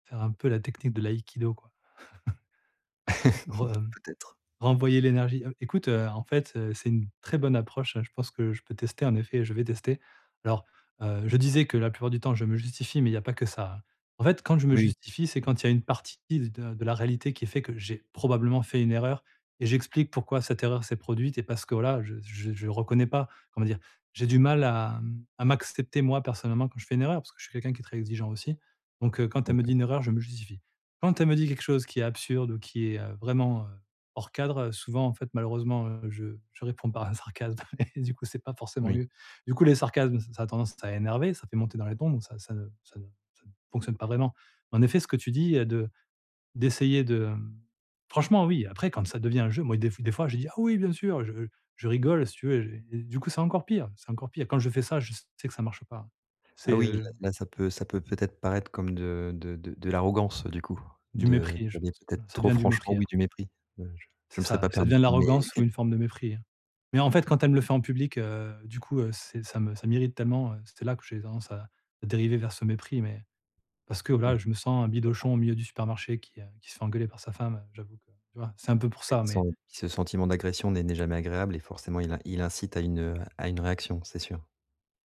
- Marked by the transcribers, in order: chuckle; laugh; other background noise; laughing while speaking: "et du coup"; put-on voice: "Ah, oui, bien sûr"; chuckle
- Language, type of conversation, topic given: French, advice, Comment accepter une critique sans se braquer ?